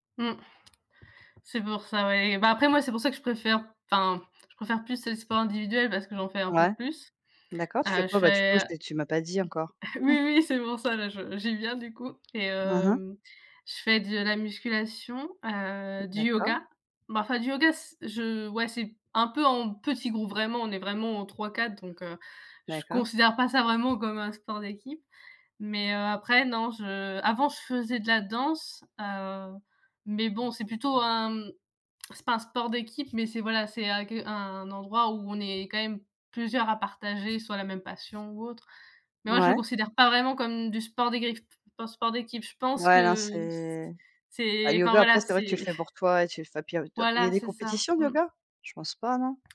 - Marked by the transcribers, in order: tapping; chuckle; other background noise; chuckle
- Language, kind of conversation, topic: French, unstructured, Préférez-vous les sports d’équipe ou les sports individuels ?